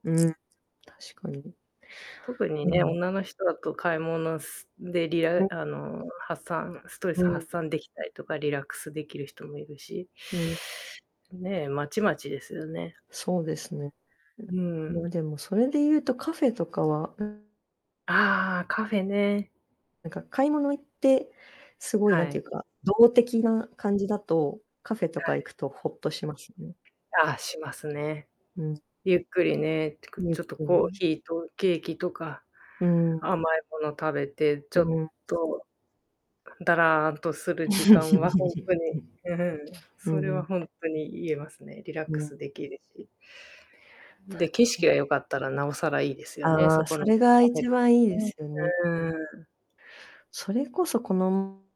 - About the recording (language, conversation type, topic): Japanese, unstructured, 休日はどんな場所でリラックスするのが好きですか？
- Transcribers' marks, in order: other background noise; static; distorted speech; tapping; chuckle